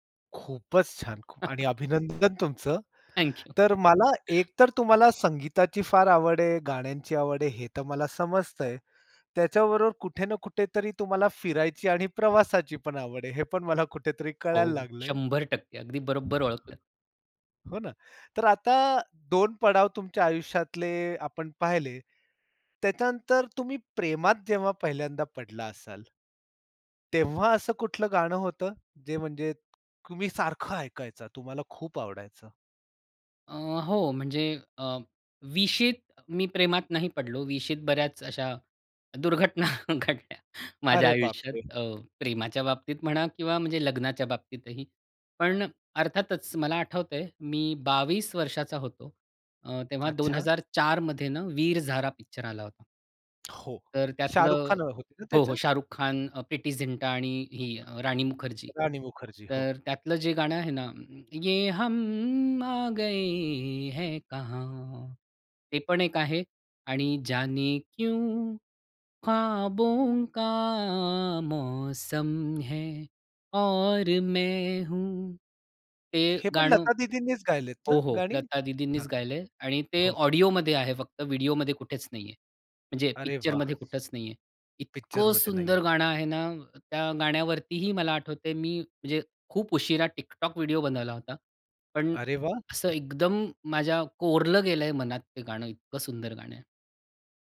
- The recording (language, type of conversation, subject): Marathi, podcast, तुझ्या आयुष्यातल्या प्रत्येक दशकाचं प्रतिनिधित्व करणारे एक-एक गाणं निवडायचं झालं, तर तू कोणती गाणी निवडशील?
- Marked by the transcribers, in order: chuckle; other background noise; tapping; wind; laughing while speaking: "दुर्घटना घडल्या माझ्या आयुष्यात"; stressed: "वीर झारा"; other noise; singing: "ये हम आ गए है कहाँ"; in Hindi: "ये हम आ गए है कहाँ"; singing: "जाने क्यों खाबों का मौसम है और मैं हूँ"; in Hindi: "जाने क्यों खाबों का मौसम है और मैं हूँ"